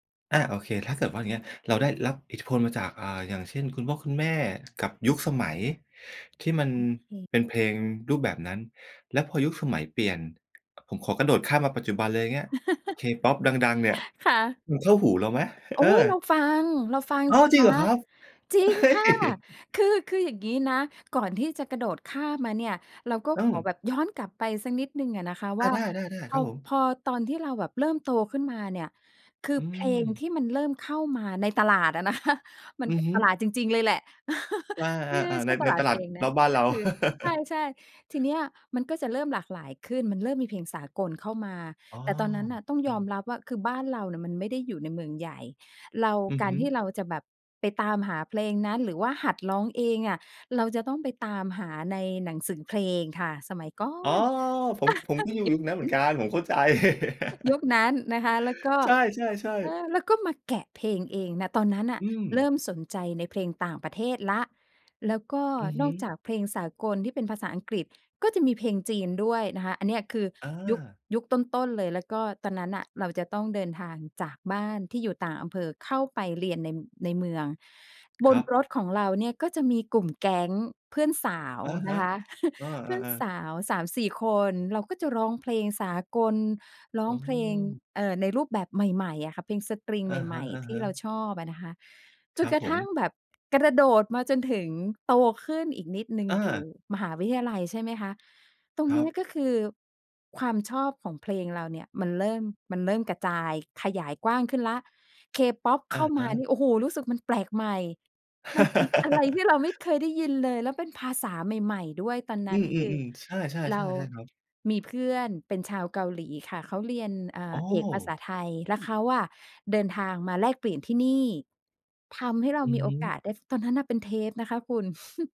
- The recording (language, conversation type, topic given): Thai, podcast, พ่อแม่หรือเพื่อนมีอิทธิพลต่อรสนิยมเพลงของคุณไหม?
- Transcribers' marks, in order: laugh; laughing while speaking: "เฮ่ย !"; laughing while speaking: "คะ"; laugh; laugh; stressed: "ก่อน"; laugh; unintelligible speech; laugh; tapping; chuckle; other background noise; laugh